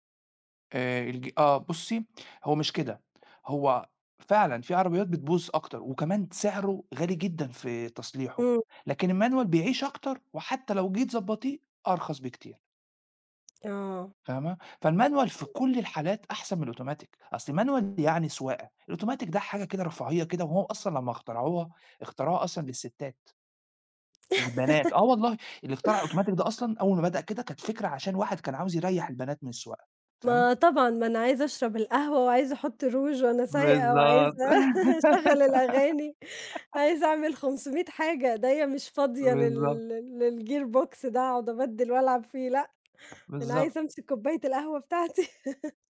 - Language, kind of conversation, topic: Arabic, unstructured, إيه أطرف موقف حصلك وإنت بتعمل هوايتك؟
- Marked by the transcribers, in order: tapping; in English: "الmanual"; in English: "فالmanual"; other noise; in English: "الautomatic"; in English: "الmanual"; in English: "الautomatic"; laugh; in English: "الautomatic"; laugh; giggle; in English: "للgear box"; laugh